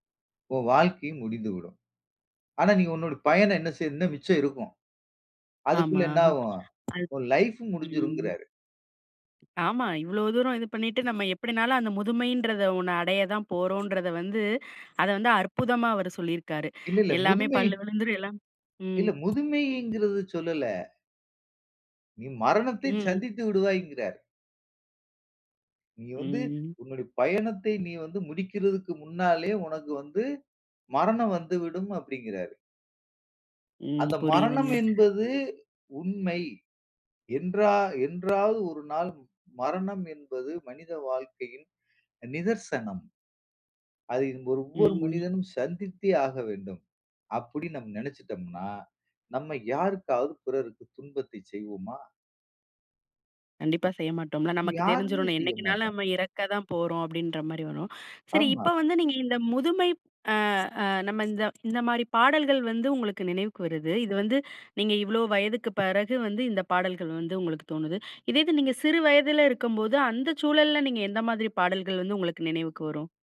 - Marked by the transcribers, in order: chuckle; tapping; other noise; other background noise; drawn out: "ம்"; "பிறகு" said as "பெறகு"
- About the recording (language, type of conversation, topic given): Tamil, podcast, நினைவுகளை மீண்டும் எழுப்பும் ஒரு பாடலைப் பகிர முடியுமா?